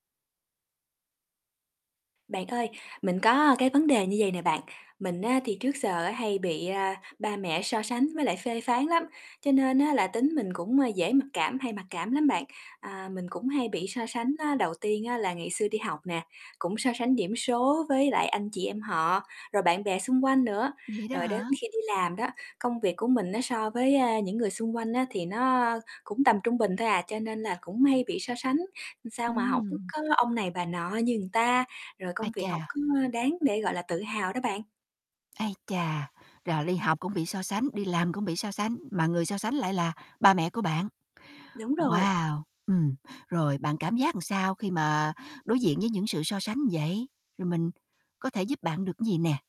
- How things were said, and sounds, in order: tapping; other background noise; static; distorted speech; "người" said as "ừn"; "cái" said as "ứn"
- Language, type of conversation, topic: Vietnamese, advice, Làm sao để vượt qua cảm giác mặc cảm khi bị cha mẹ so sánh và phê phán?